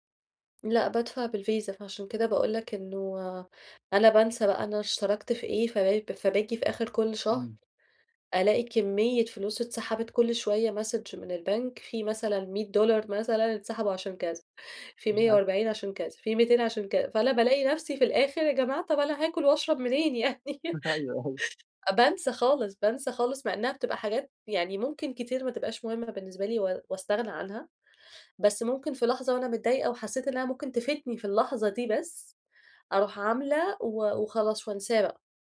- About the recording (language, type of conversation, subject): Arabic, advice, إزاي مشاعري بتأثر على قراراتي المالية؟
- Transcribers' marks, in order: in English: "ماسج"; unintelligible speech; laughing while speaking: "أيوه"; laughing while speaking: "يعني"; laugh